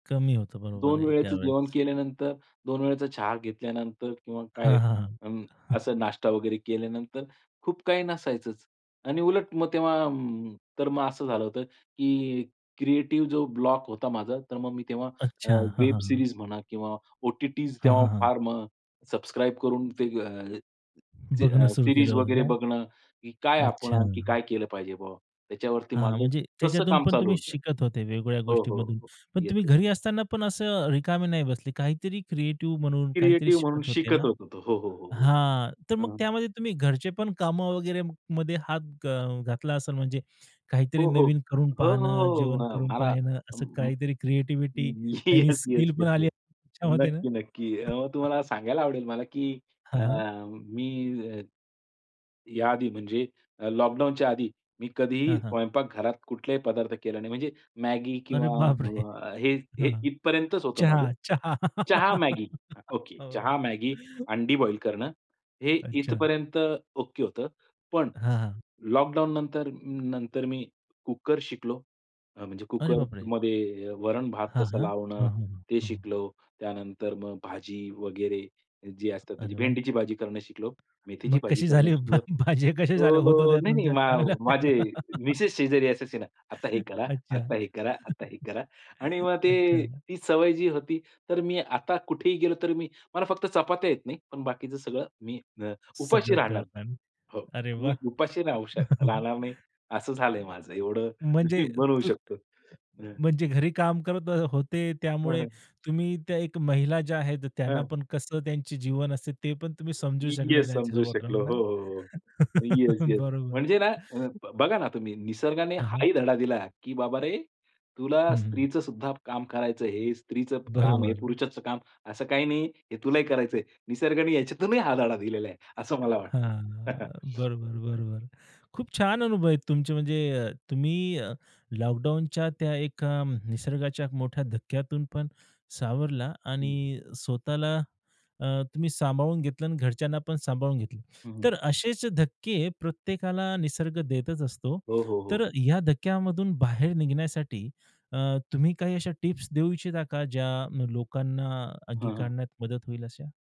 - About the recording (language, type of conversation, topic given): Marathi, podcast, निसर्गाने तुम्हाला शिकवलेला सर्वात मोठा धडा कोणता होता?
- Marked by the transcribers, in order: other background noise; chuckle; tapping; in English: "वेब सीरीज"; in English: "सी सीरीज"; laughing while speaking: "येस, येस, येस, येस, नक्की, नक्की"; chuckle; laughing while speaking: "अरे, बापरे!"; in English: "बॉईल"; laugh; chuckle; laughing while speaking: "भा भाज्या कशा झाल्या होतं तुमच्या चांगल्या होत्या का?"; laugh; chuckle; chuckle; chuckle; other noise; chuckle; chuckle